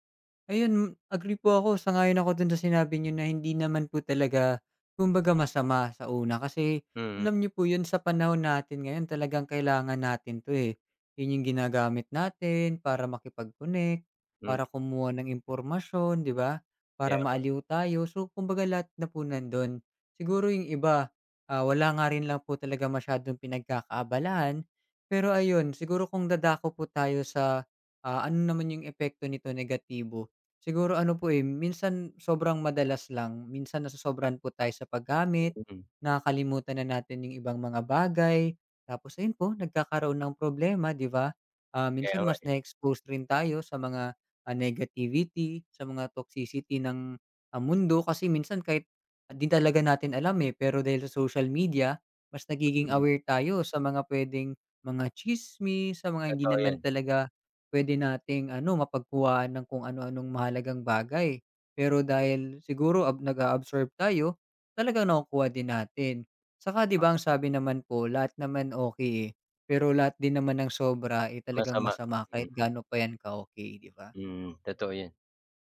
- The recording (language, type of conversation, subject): Filipino, unstructured, Ano ang palagay mo sa labis na paggamit ng midyang panlipunan bilang libangan?
- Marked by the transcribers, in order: other background noise; tapping; in English: "toxicity"